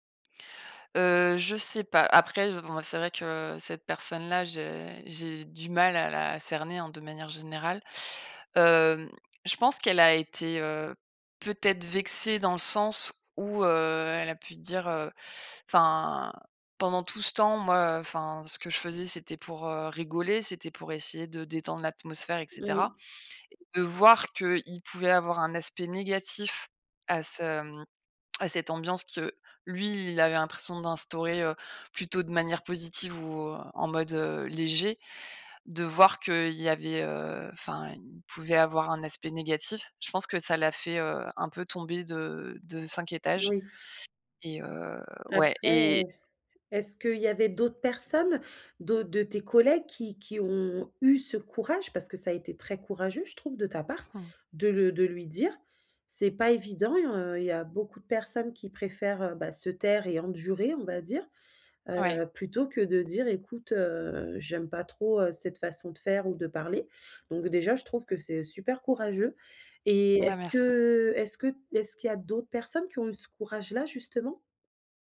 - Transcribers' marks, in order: none
- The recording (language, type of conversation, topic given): French, advice, Comment décrire mon manque de communication et mon sentiment d’incompréhension ?